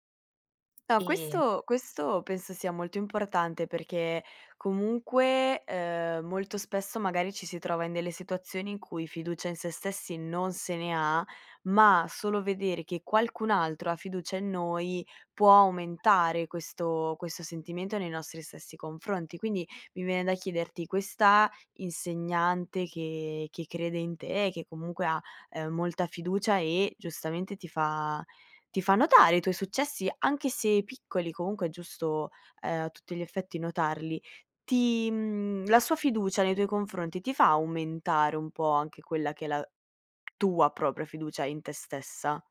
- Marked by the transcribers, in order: stressed: "tua"
- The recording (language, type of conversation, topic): Italian, podcast, Come si può reimparare senza perdere fiducia in sé stessi?